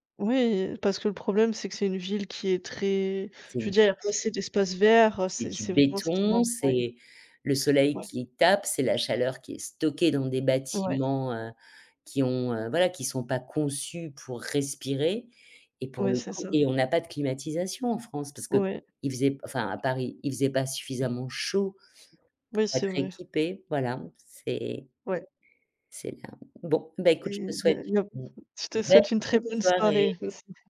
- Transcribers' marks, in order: other background noise; tapping; stressed: "chaud"
- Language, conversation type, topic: French, unstructured, Comment concevriez-vous différemment les villes du futur ?
- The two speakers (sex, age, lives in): female, 30-34, Germany; female, 65-69, France